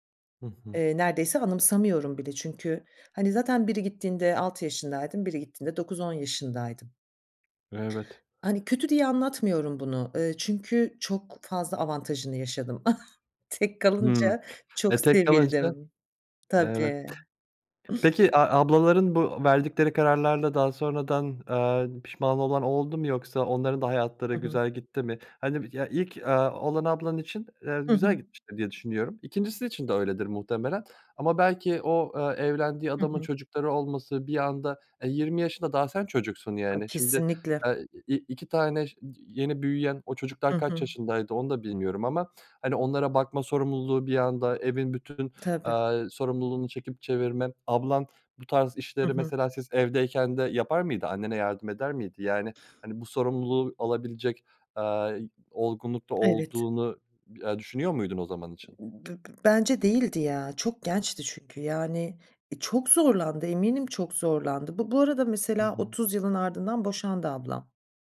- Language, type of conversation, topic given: Turkish, podcast, Çocukluğunuzda aileniz içinde sizi en çok etkileyen an hangisiydi?
- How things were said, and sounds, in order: other background noise; chuckle; other noise